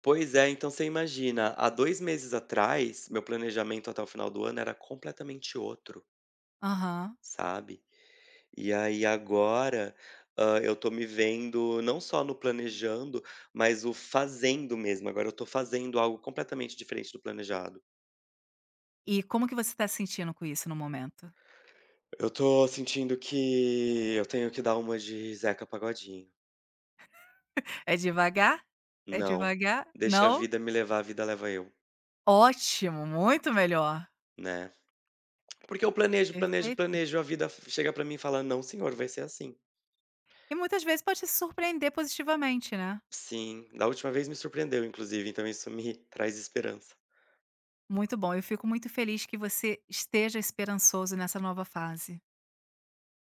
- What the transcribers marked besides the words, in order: chuckle
- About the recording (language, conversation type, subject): Portuguese, advice, Como você descreveria sua crise de identidade na meia-idade?